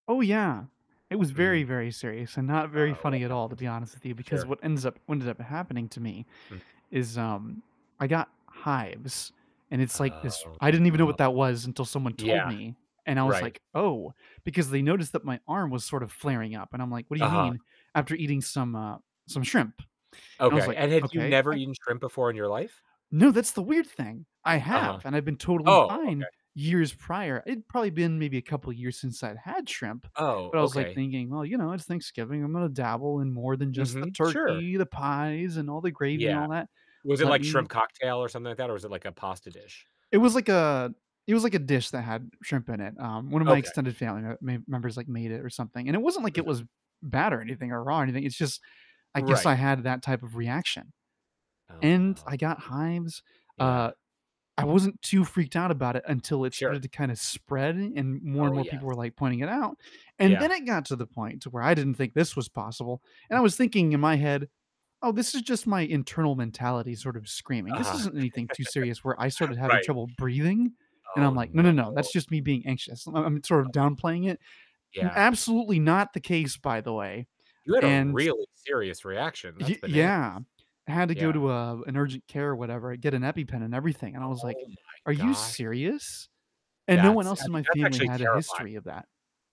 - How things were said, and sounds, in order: static; distorted speech; laugh; laughing while speaking: "Right"
- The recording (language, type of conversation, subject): English, unstructured, How can I manage food allergies so everyone feels included?